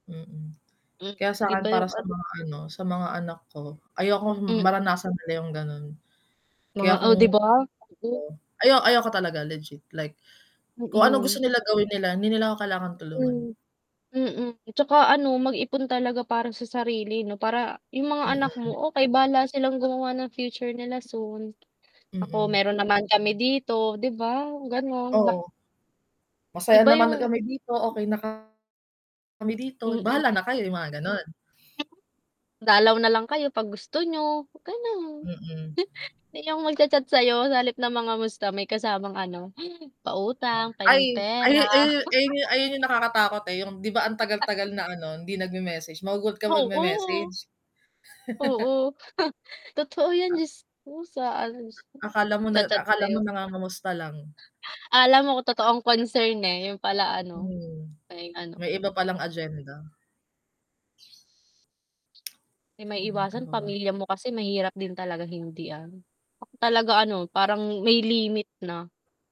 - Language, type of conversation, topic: Filipino, unstructured, Paano ka magpapasya sa pagitan ng pagtulong sa pamilya at pagtupad sa sarili mong pangarap?
- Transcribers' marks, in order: static; unintelligible speech; unintelligible speech; other animal sound; distorted speech; unintelligible speech; snort; chuckle; unintelligible speech; chuckle; scoff; unintelligible speech; unintelligible speech; tapping